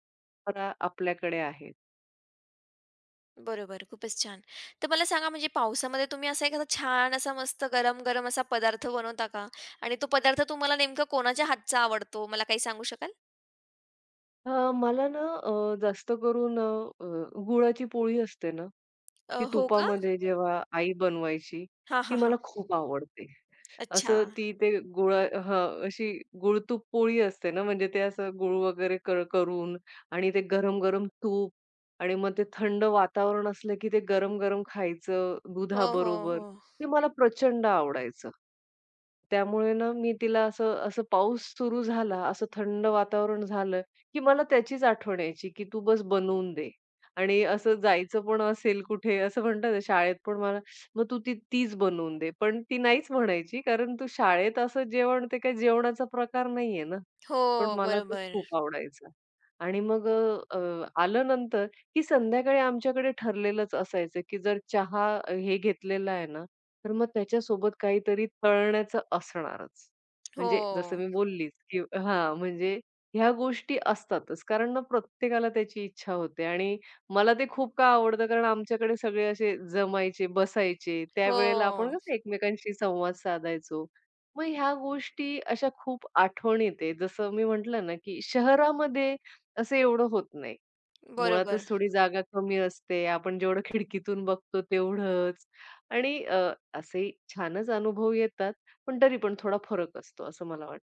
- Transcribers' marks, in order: unintelligible speech; tapping; other background noise
- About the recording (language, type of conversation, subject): Marathi, podcast, पाऊस सुरू झाला की तुला कोणती आठवण येते?